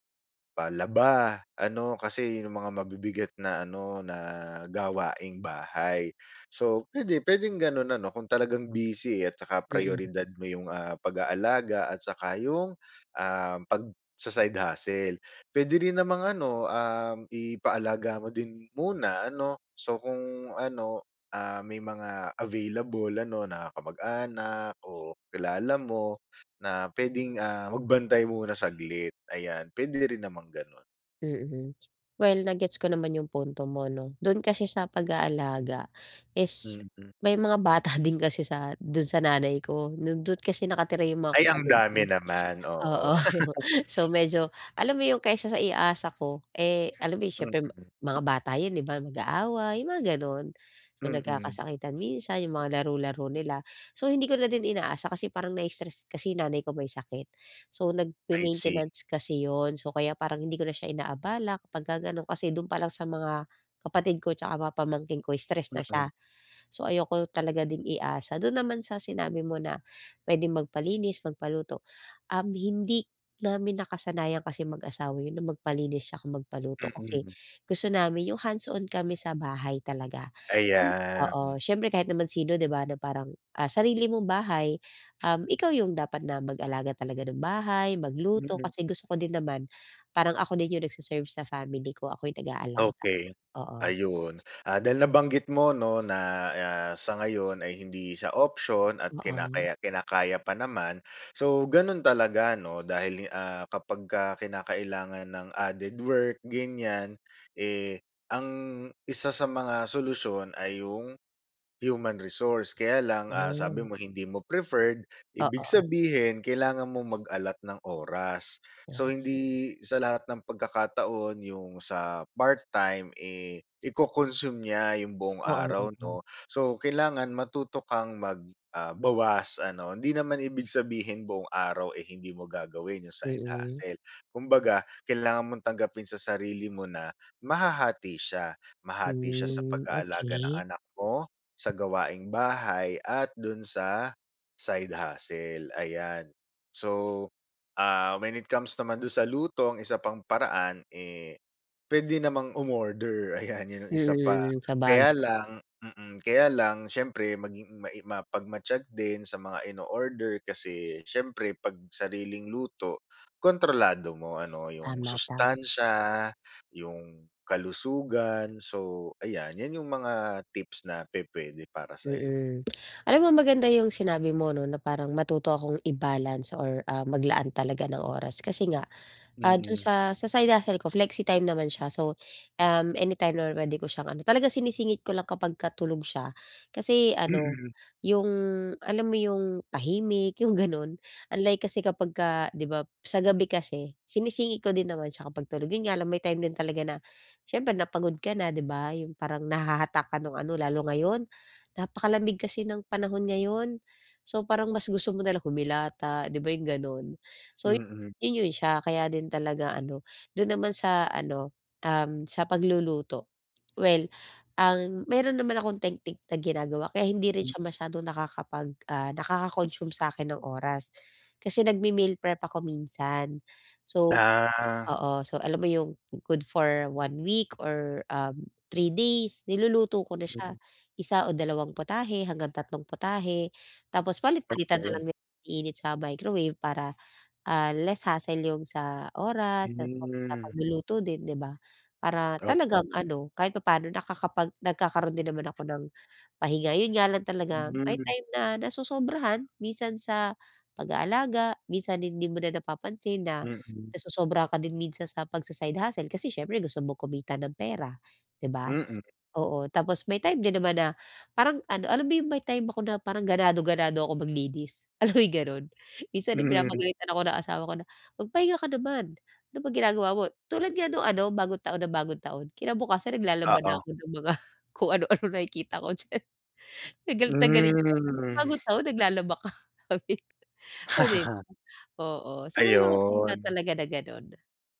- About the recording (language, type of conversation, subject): Filipino, advice, Paano ko mababalanse ang pahinga at mga gawaing-bahay tuwing katapusan ng linggo?
- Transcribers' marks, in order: other background noise; bird; snort; tapping; laughing while speaking: "oo"; chuckle; other noise; unintelligible speech; laughing while speaking: "ayan"; chuckle; dog barking; wind; chuckle; chuckle; laughing while speaking: "mga kung ano-ano nakikita ko diyan"; drawn out: "Mm"; laughing while speaking: "ka? sabi niya"; laugh